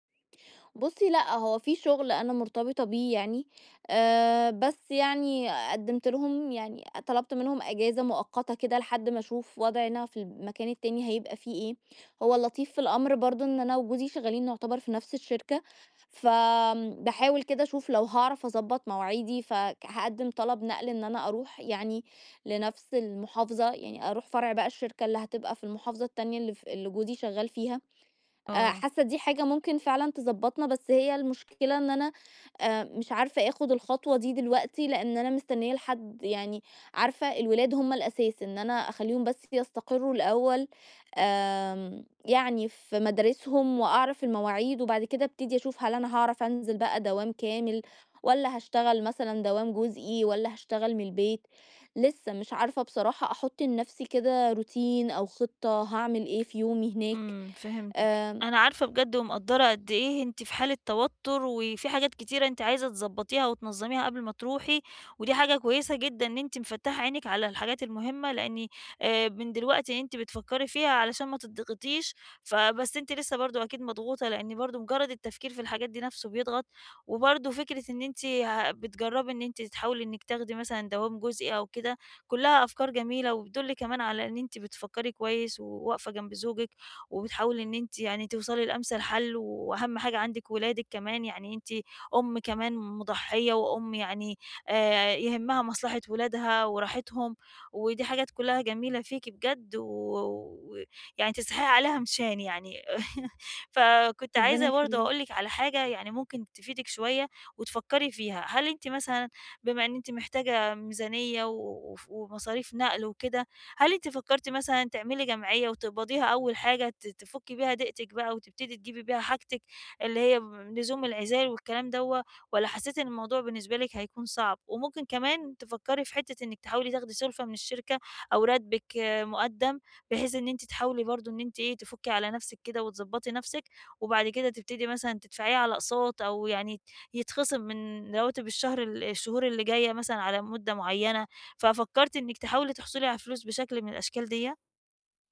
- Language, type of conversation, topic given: Arabic, advice, إزاي أنظم ميزانيتي وأدير وقتي كويس خلال فترة الانتقال؟
- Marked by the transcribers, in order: in English: "روتين"; tapping; laugh